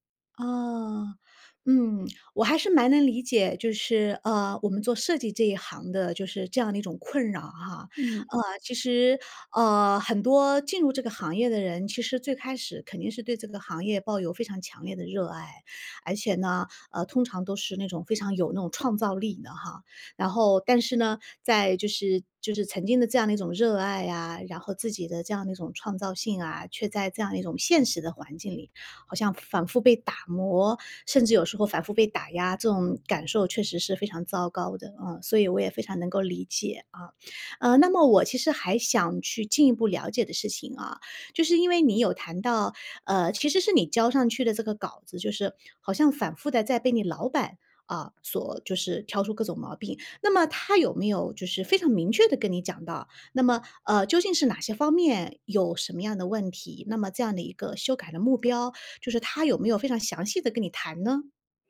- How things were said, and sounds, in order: tapping
- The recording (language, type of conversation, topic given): Chinese, advice, 反复修改后为什么仍然感觉创意停滞？